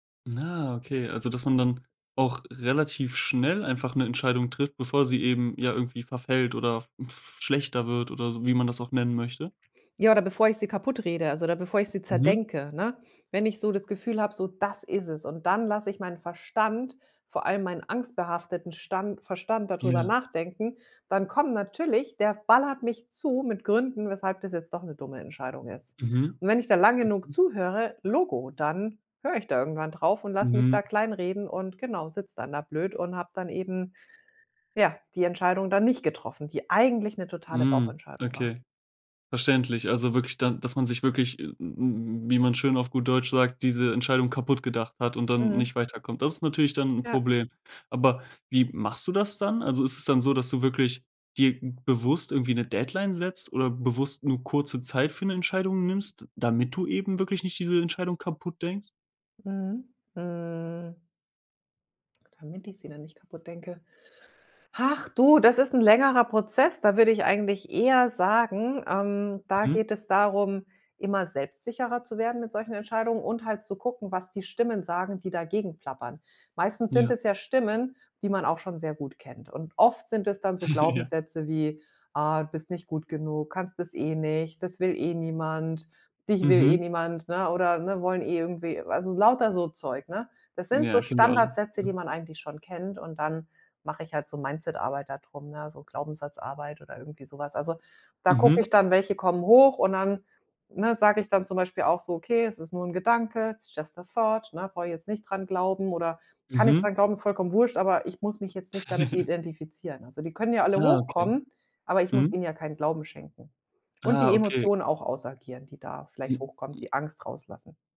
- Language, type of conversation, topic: German, podcast, Was hilft dir dabei, eine Entscheidung wirklich abzuschließen?
- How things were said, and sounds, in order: blowing; stressed: "das"; stressed: "eigentlich"; chuckle; in English: "it's just a thought"; laugh